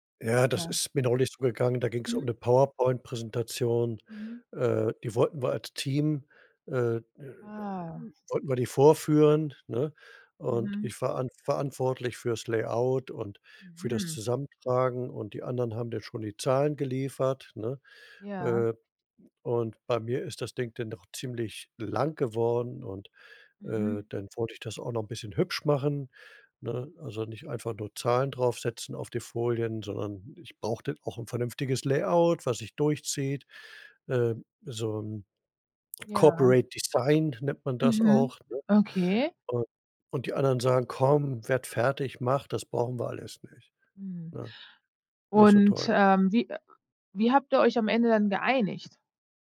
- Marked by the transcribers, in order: in English: "Corporate Design"
- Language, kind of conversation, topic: German, advice, Wie blockieren zu hohe Erwartungen oder Perfektionismus deinen Fortschritt?